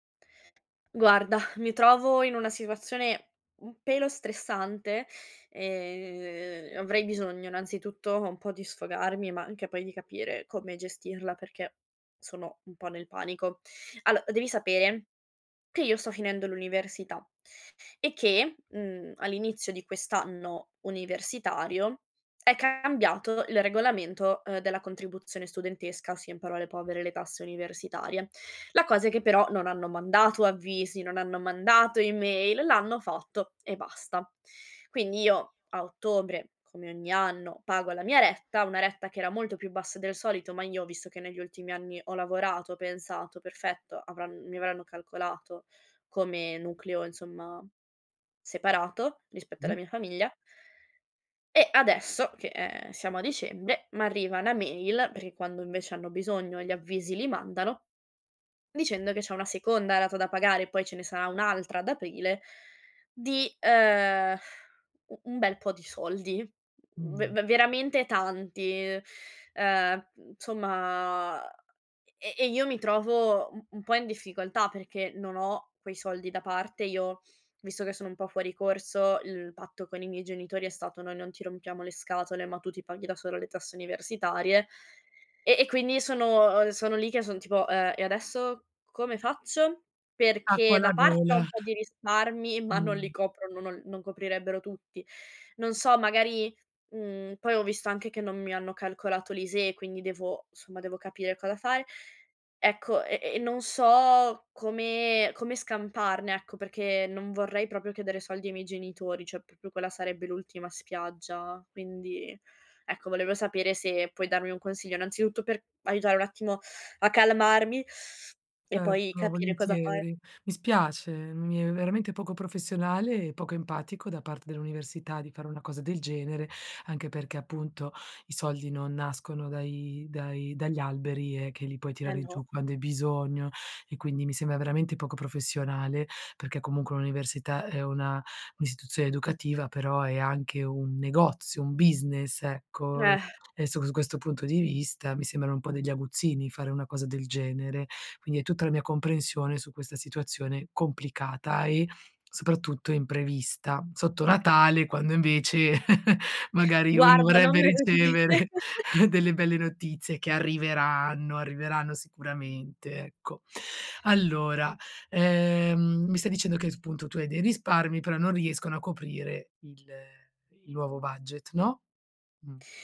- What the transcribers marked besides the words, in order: "cioè" said as "ceh"; "proprio" said as "propio"; tapping; laughing while speaking: "me lo dire"; chuckle
- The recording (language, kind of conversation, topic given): Italian, advice, Come posso bilanciare il risparmio con le spese impreviste senza mettere sotto pressione il mio budget?